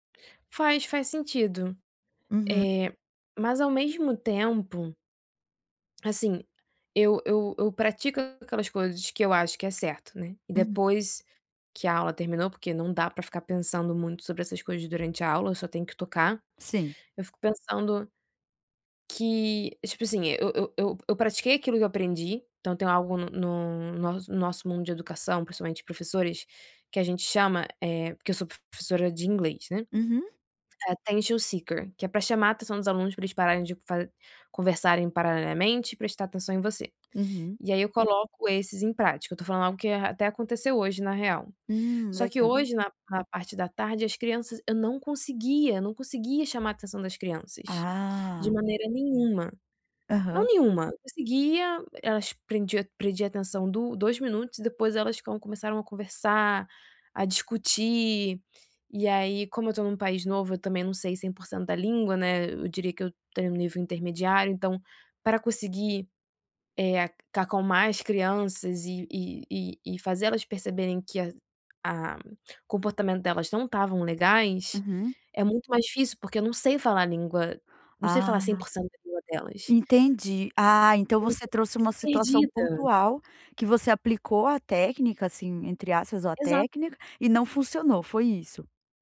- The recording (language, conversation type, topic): Portuguese, advice, Como posso parar de me criticar tanto quando me sinto rejeitado ou inadequado?
- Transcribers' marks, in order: in English: "attention seeker"; tapping